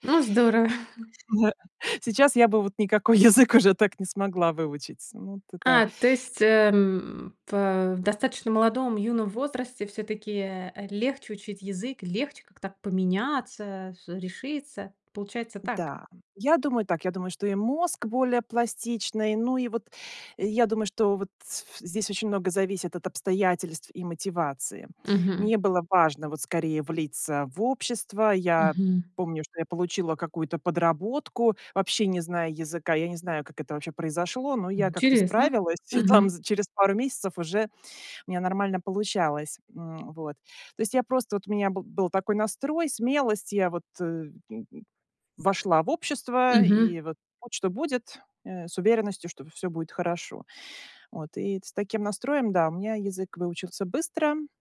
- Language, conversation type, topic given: Russian, podcast, Как язык влияет на твоё самосознание?
- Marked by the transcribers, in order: other noise; chuckle